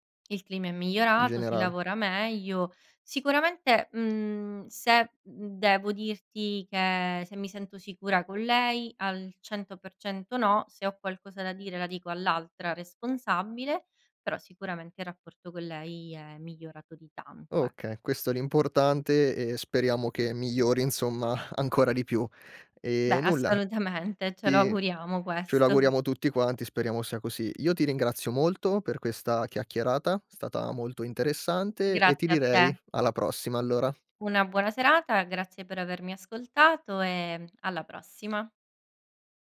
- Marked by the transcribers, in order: tapping
- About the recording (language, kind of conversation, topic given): Italian, podcast, Hai un capo che ti fa sentire subito sicuro/a?